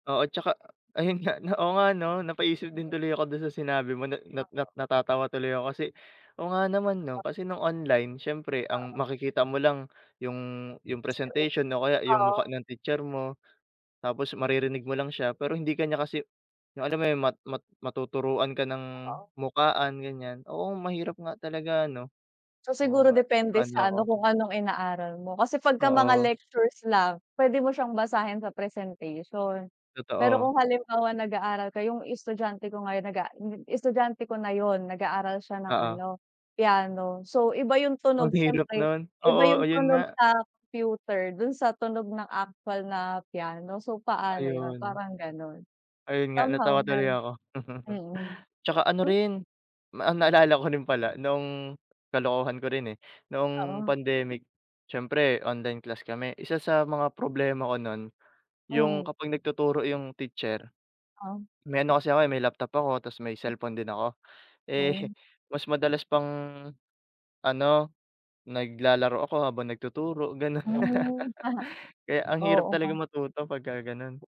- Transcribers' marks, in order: laugh; unintelligible speech; laugh
- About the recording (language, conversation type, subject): Filipino, unstructured, Paano binabago ng teknolohiya ang paraan ng pag-aaral?